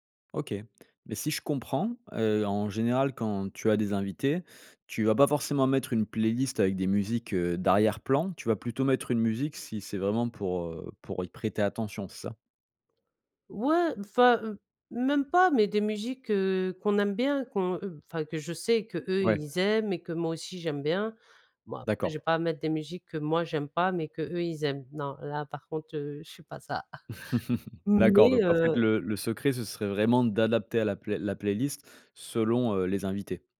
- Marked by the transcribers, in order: chuckle
- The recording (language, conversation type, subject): French, podcast, Comment créer une ambiance cosy chez toi ?